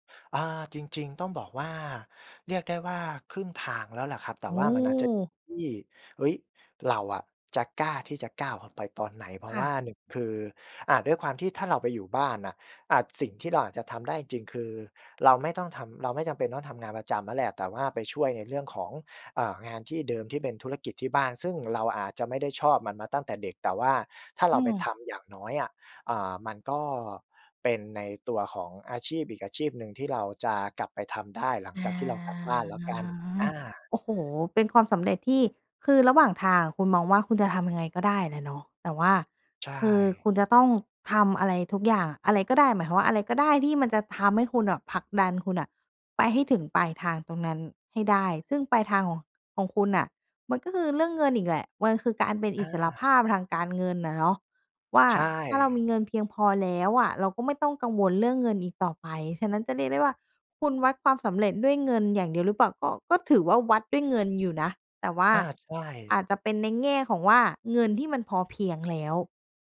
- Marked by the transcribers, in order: drawn out: "อา"
- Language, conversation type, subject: Thai, podcast, คุณวัดความสำเร็จด้วยเงินเพียงอย่างเดียวหรือเปล่า?